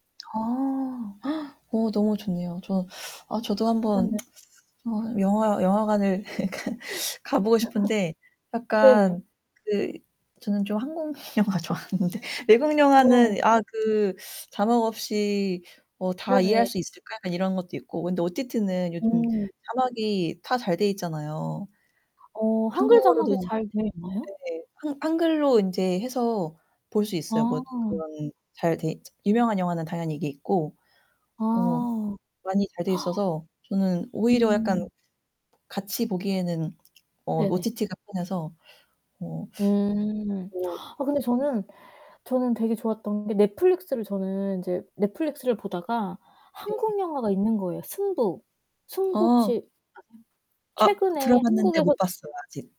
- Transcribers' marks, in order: gasp; tsk; laughing while speaking: "그니까"; laugh; laughing while speaking: "한국 영화 좋아하는데"; tapping; distorted speech; gasp
- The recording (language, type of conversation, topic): Korean, unstructured, 영화는 우리의 감정에 어떤 영향을 미칠까요?